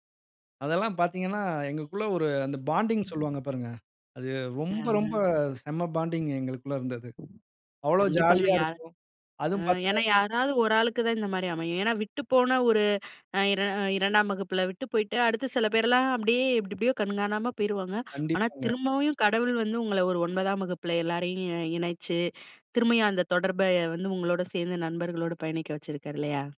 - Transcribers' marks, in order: wind; in English: "பாண்டிங்"; in English: "பாண்டிங்"; tapping; "திரும்பயும்" said as "திரும்பவியும்"
- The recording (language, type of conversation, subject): Tamil, podcast, காலத்தோடு மரம் போல வளர்ந்த உங்கள் நண்பர்களைப் பற்றி ஒரு கதை சொல்ல முடியுமா?